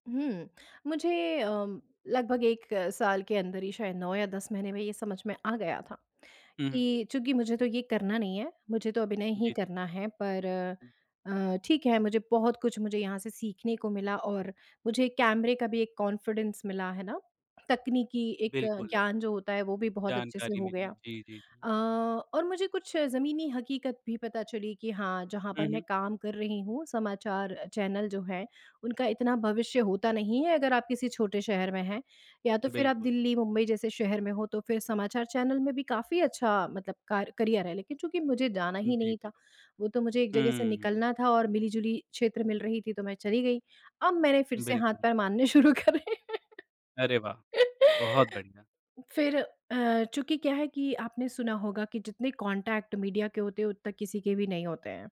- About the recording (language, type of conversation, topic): Hindi, podcast, आपने करियर बदलने का फैसला कैसे लिया?
- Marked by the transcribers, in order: in English: "कॉन्फिडेंस"; in English: "करियर"; laughing while speaking: "शुरू करे"; laugh; in English: "कॉन्टैक्ट मीडिया"